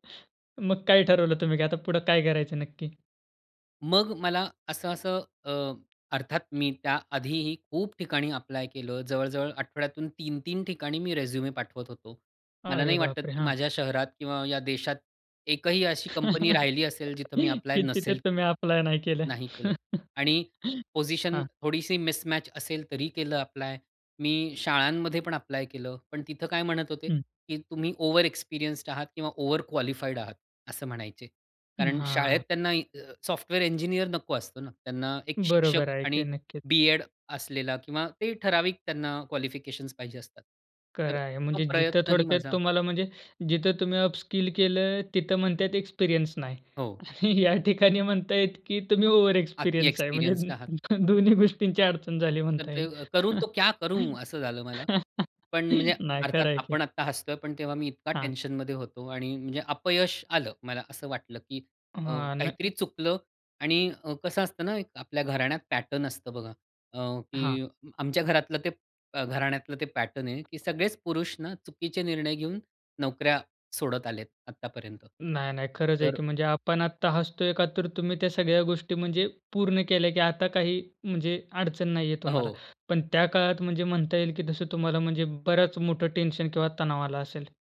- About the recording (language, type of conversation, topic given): Marathi, podcast, एखाद्या अपयशातून तुला काय शिकायला मिळालं?
- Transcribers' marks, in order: tapping; in English: "रिझ्युमे"; chuckle; laughing while speaking: "की तिथे तुम्ही ॲप्लाय नाही केलं"; in English: "मिसमॅच"; chuckle; in English: "ओव्हर एक्सपिरियन्स्ड"; in English: "ओव्हर क्वालिफाईड"; in English: "क्वालिफिकेशन्स"; in English: "अपस्किल"; chuckle; laughing while speaking: "या ठिकाणी म्हणता आहेत, की … झाली म्हणता येईल"; in English: "ओव्हर एक्सपिरियन्स"; chuckle; in Hindi: "करू तो क्या करू"; chuckle; in English: "पॅटर्न"; in English: "पॅटर्न"; other background noise